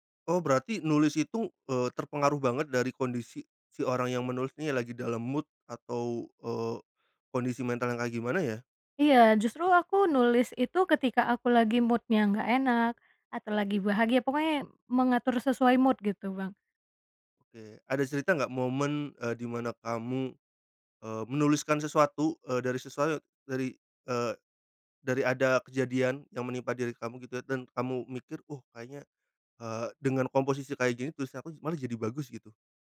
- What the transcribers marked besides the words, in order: in English: "mood"; in English: "mood"; in English: "mood"
- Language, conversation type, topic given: Indonesian, podcast, Apa rasanya saat kamu menerima komentar pertama tentang karya kamu?